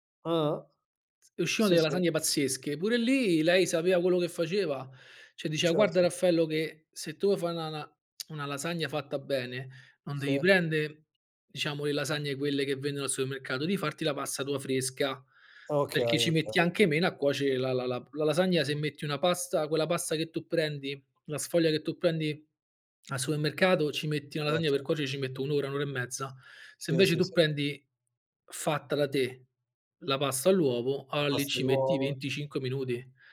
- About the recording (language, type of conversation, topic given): Italian, podcast, Qual è il piatto che ti ricorda l’infanzia?
- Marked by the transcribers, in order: tsk